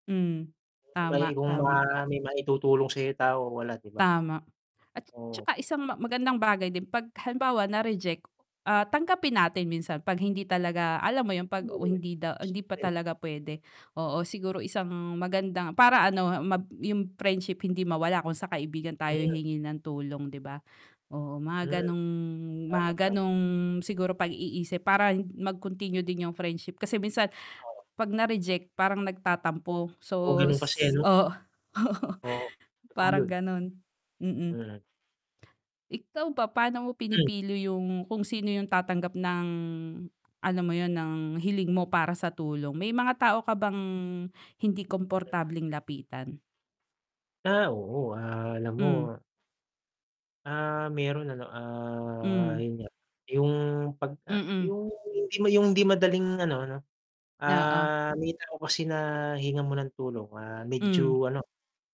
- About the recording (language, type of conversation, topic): Filipino, unstructured, Paano ka nakikipag-usap kapag kailangan mong humingi ng tulong sa ibang tao?
- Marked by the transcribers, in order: distorted speech; static; unintelligible speech; tapping; laughing while speaking: "oo, oo"